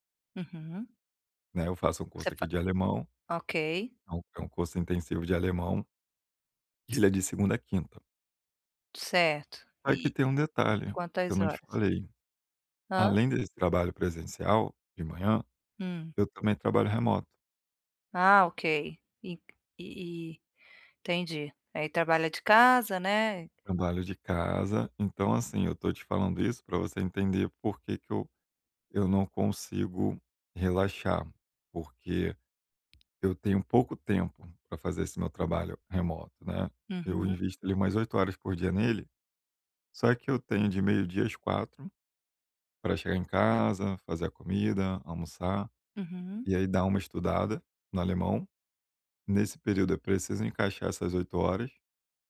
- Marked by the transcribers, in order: other background noise; tapping
- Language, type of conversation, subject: Portuguese, advice, Como posso criar uma rotina calma para descansar em casa?